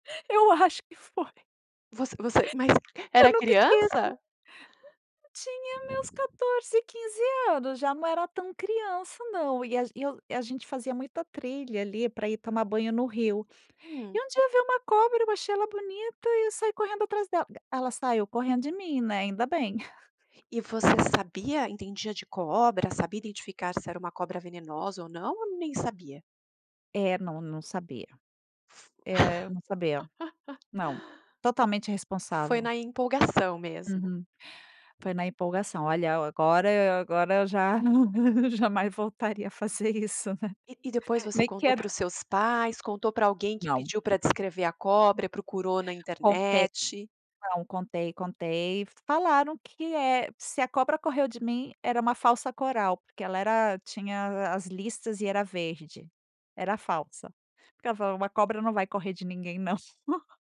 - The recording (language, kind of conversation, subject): Portuguese, podcast, O que não pode faltar na sua mochila de trilha?
- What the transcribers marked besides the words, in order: laughing while speaking: "Eu acho que foi. Eu nunca esqueço"; other background noise; chuckle; tapping; laugh; chuckle